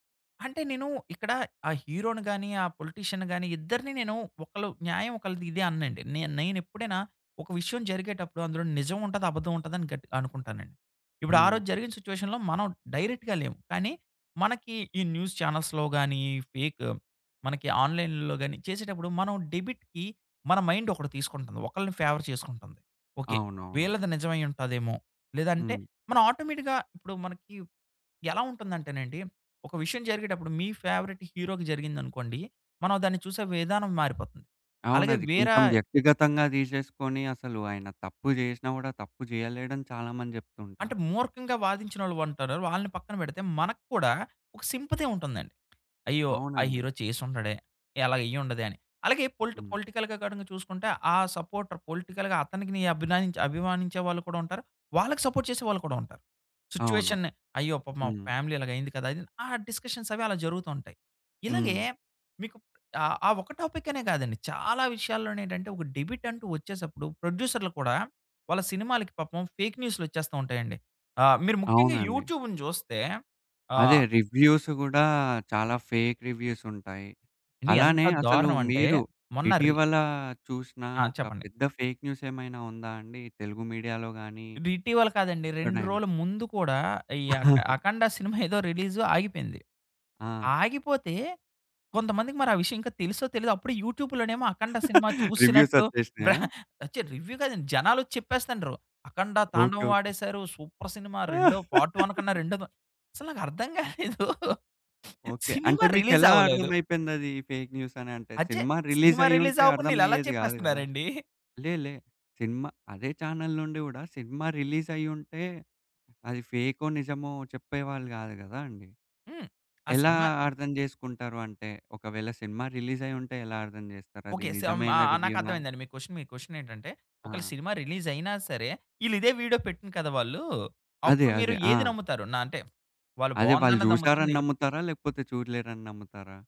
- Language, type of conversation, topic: Telugu, podcast, నకిలీ వార్తలు ప్రజల నమ్మకాన్ని ఎలా దెబ్బతీస్తాయి?
- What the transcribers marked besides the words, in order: in English: "హీరోని"; in English: "పొలిటీషియన్‌ని"; in English: "సిచ్యువేషన్‌లో"; in English: "డైరెక్ట్‌గా"; in English: "న్యూస్ ఛానెల్స్‌లో"; in English: "ఫేక్"; in English: "ఆన్‌లైన్‌లో"; in English: "డెబిట్‌కి"; in English: "మైండ్"; in English: "ఫేవర్"; in English: "ఆటోమేటిక్‌గా"; in English: "ఫేవరెట్ హీరోకి"; in English: "సింపతి"; tapping; in English: "పొలిటికల్‌గా"; in English: "సపోర్టర్ పొలిటికల్‌గా"; in English: "సపోర్ట్"; in English: "సిచ్యువేషన్‌ని"; in English: "ఫ్యామిలీ"; in English: "డిస్కషన్స్"; in English: "టాపిక్"; in English: "డెబిట్"; in English: "ప్రొడ్యూసర్లు"; in English: "యూట్యూబ్‌ని"; in English: "రివ్యూస్"; in English: "ఫేక్ రివ్యూస్"; in English: "ఫేక్ న్యూస్"; in English: "మీడియాలో"; chuckle; other background noise; laugh; in English: "రివ్యూస్"; giggle; in English: "రివ్యూ"; in English: "సూపర్"; laugh; in English: "పార్ట్ వన్"; laughing while speaking: "నాకర్థం కాలేదు. సినిమా రిలీజ్ అవ్వలేదు"; in English: "రిలీజ్"; in English: "ఫేక్ న్యూస్"; laughing while speaking: "సినిమా రిలీజ్ అవ్వకుండా ఈళ్ళు ఎలా చెప్పేస్తున్నారండి?"; in English: "రిలీజ్"; in English: "రిలీజ్"; in English: "ఛానెల్"; in English: "రిలీజ్"; in English: "రిలీజ్"; in English: "రివ్యూనా?"; in English: "క్వెషన్"; in English: "క్వెషన్"; in English: "రిలీజ్"; in English: "వీడియో"; in English: "నెగటివ్"